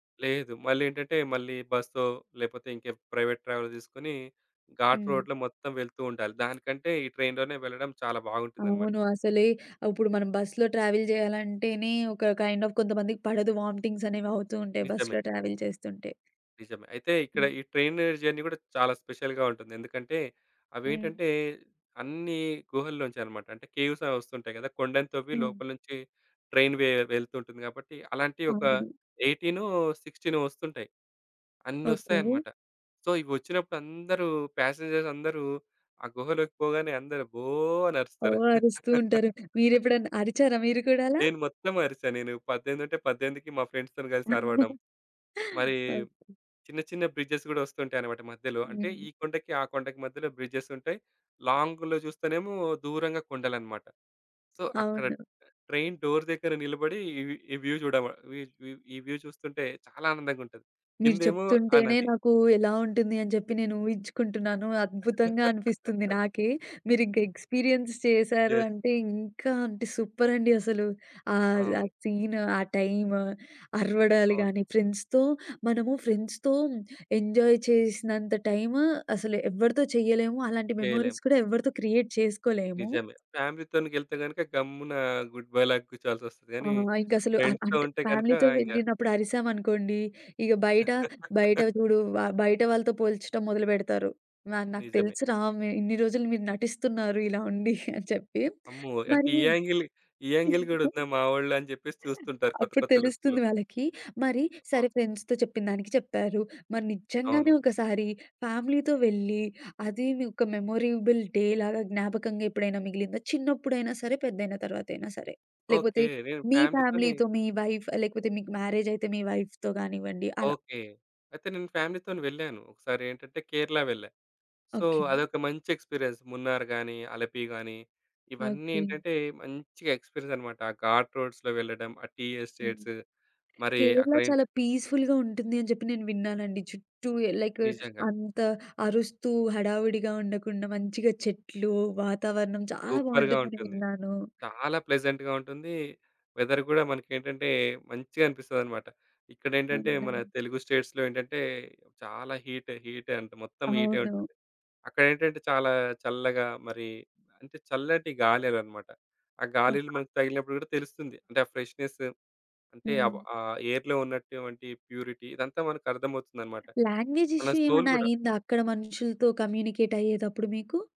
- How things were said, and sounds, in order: tapping; in English: "ప్రైవేట్ ట్రావెల్"; in English: "ఘాట్ రోడ్‌లో"; in English: "ట్రైన్‌లోనే"; in English: "ట్రావెల్"; in English: "కైండ్ ఆఫ్"; in English: "వామిటింగ్స్"; in English: "ట్రావెల్"; other background noise; in English: "ట్రైన్ జర్నీ"; in English: "స్పెషల్‌గా"; in English: "కేవ్స్"; in English: "ట్రైన్"; in English: "సో"; in English: "ప్యాసెంజర్స్"; laugh; in English: "ఫ్రెండ్స్‌తోని"; chuckle; in English: "బ్రిడ్జెస్"; in English: "లాంగ్‌లో"; in English: "సో"; in English: "ట్రైన్ డోర్"; in English: "వ్యూ"; in English: "వ్యూ"; in English: "వ్యూ"; laugh; in English: "ఎక్స్‌పీరియెన్స్"; in English: "యెస్"; in English: "సీన్"; in English: "ఫ్రెండ్స్‌తో"; in English: "ఫ్రెండ్స్‌తో ఎంజాయ్"; in English: "మెమోరీస్"; in English: "క్రియేట్"; in English: "ఫ్యామిలీ‌తో‌న్ని"; in English: "గుడ్ బాయ్‌లాగా"; in English: "ఫ్రెండ్స్‌తో"; in English: "ఫ్యామిలీ‌తో"; laugh; in English: "యాంగిల్"; chuckle; in English: "యాంగిల్"; chuckle; in English: "లుక్స్‌లో"; in English: "ఫ్రెండ్స్‌తో"; in English: "ఫ్యామిలీతో"; in English: "మెమరబుల్ డే‌లాగా"; in English: "ఫ్యామిలీతో"; in English: "ఫ్యామిలీతోని"; in English: "వైఫ్"; in English: "వైఫ్‌తో"; in English: "ఫ్యామిలీ‌తో‌ని"; in English: "సో"; in English: "ఎక్స్‌పీరియన్స్"; in English: "ఎక్స్‌పీరియన్స్"; in English: "ఘాట్ రోడ్స్‌లో"; in English: "పీస్‍ఫుల్‍గా"; in English: "లైక్"; in English: "సూపర్‌గా"; in English: "ప్లెజెంట్‌గా"; in English: "వెదర్"; in English: "స్టేట్స్‌లో"; in English: "హీట్, హీట్"; in English: "ఫ్రెష్‍నేస్"; in English: "ఎయిర్‌లో"; in English: "ప్యూరిటీ"; in English: "లాంగ్వేజ్ ఇష్యూ"; in English: "సోల్"; in English: "కమ్యూనికేట్"
- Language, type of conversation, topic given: Telugu, podcast, మీకు గుర్తుండిపోయిన ఒక జ్ఞాపకాన్ని చెప్పగలరా?